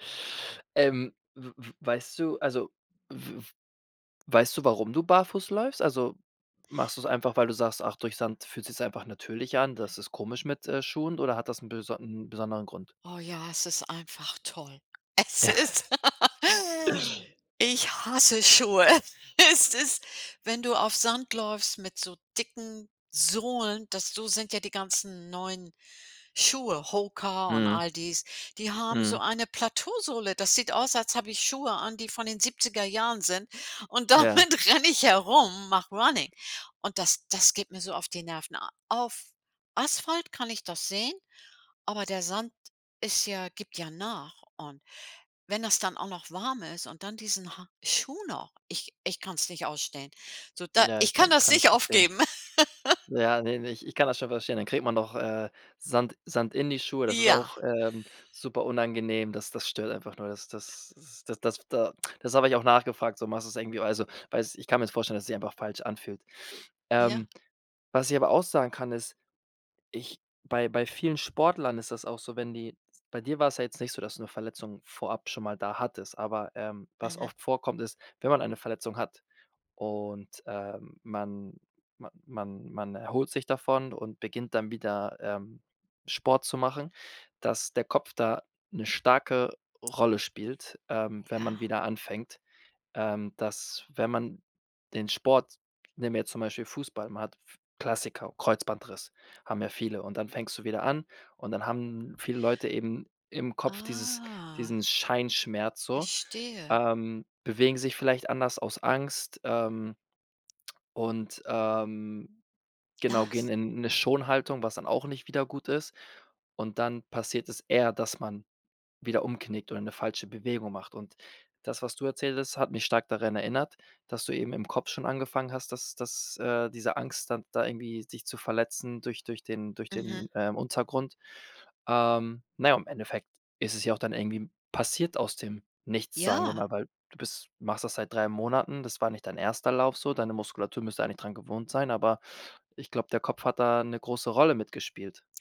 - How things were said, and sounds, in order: other noise; laughing while speaking: "Es ist"; chuckle; laugh; laughing while speaking: "Es ist"; laughing while speaking: "damit renne ich"; in English: "runnning"; laugh; tongue click; drawn out: "Ah"
- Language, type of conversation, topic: German, advice, Wie kann ich mit der Angst umgehen, mich beim Training zu verletzen?